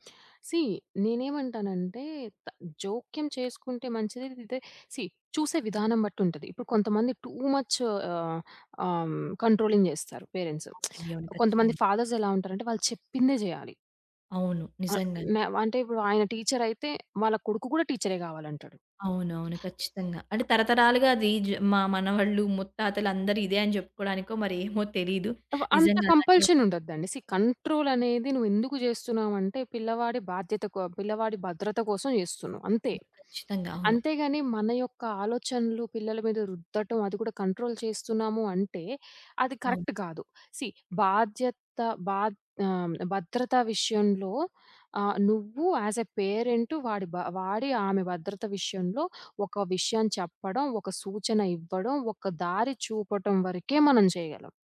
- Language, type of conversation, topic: Telugu, podcast, పిల్లల కెరీర్ ఎంపికపై తల్లిదండ్రుల ఒత్తిడి కాలక్రమంలో ఎలా మారింది?
- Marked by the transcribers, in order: lip smack; in English: "సీ"; in English: "సీ"; in English: "టూ మచ్"; other background noise; in English: "కంట్రోలింగ్"; in English: "పేరెంట్స్"; lip smack; in English: "ఫాదర్స్"; giggle; in English: "కంపల్షన్"; in English: "సీ కంట్రోల్"; in English: "కంట్రోల్"; in English: "కరెక్ట్"; in English: "సీ"